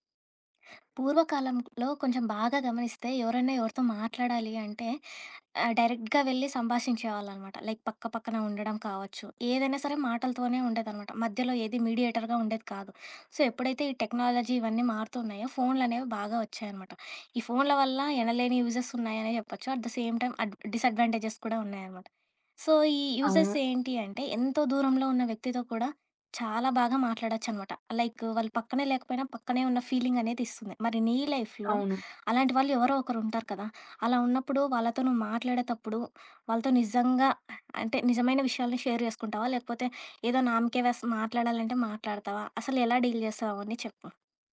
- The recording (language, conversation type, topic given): Telugu, podcast, ఫోన్‌లో మాట్లాడేటప్పుడు నిజంగా శ్రద్ధగా ఎలా వినాలి?
- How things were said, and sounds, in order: other background noise; in English: "డైరెక్ట్‌గా"; in English: "లైక్"; in English: "మీడియేటర్‌గా"; in English: "సో"; in English: "టెక్నాలజీ"; in English: "యూజెస్"; in English: "అట్ ది సేమ్ టైమ్ అడ్ డిసడ్వాంటేజెస్"; in English: "సో"; in English: "యూజెస్"; in English: "లైక్"; in English: "లైఫ్‌లో"; in English: "షేర్"; in Hindi: "నామకే వాస్త్"; in English: "డీల్"; tapping